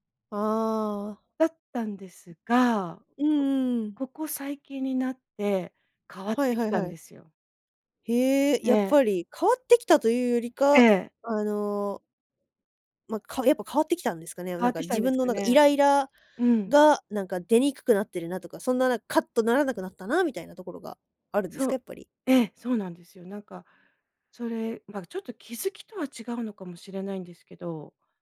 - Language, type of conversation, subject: Japanese, podcast, 最近、自分について新しく気づいたことはありますか？
- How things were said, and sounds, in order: other noise